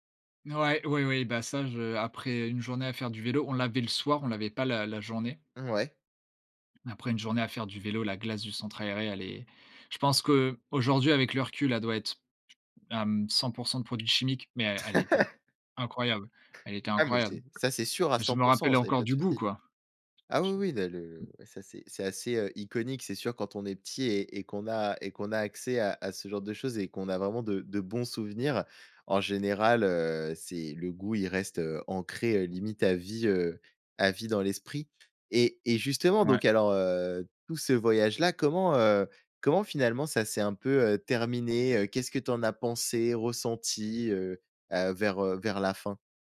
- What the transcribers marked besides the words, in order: other background noise; laugh; tapping
- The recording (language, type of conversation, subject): French, podcast, Quelle a été ton expérience de camping la plus mémorable ?